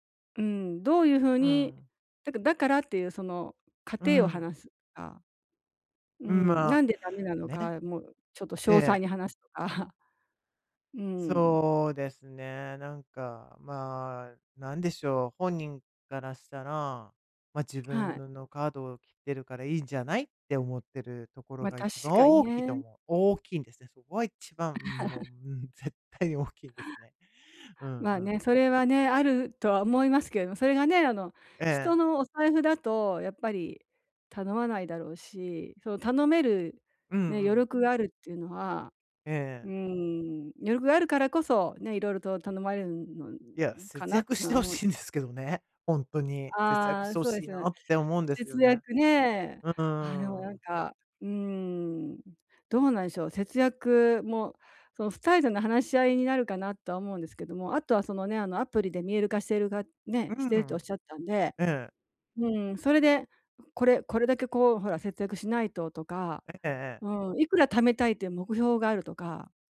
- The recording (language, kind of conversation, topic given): Japanese, advice, 支出の優先順位をどう決めて、上手に節約すればよいですか？
- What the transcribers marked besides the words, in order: chuckle; tapping; chuckle